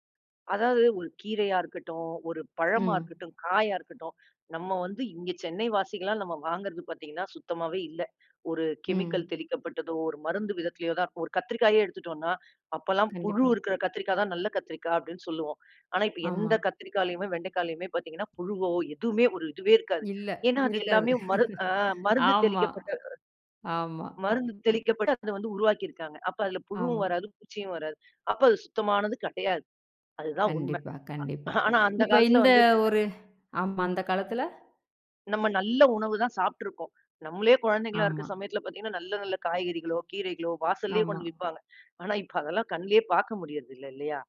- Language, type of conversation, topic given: Tamil, podcast, உழவரிடம் நேரடியாக தொடர்பு கொண்டு வாங்குவதால் கிடைக்கும் நன்மைகள் என்னென்ன?
- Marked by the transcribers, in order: in English: "கெமிக்கல்"; laughing while speaking: "இல்ல இருக்காது. ஆமா, ஆமா"; other background noise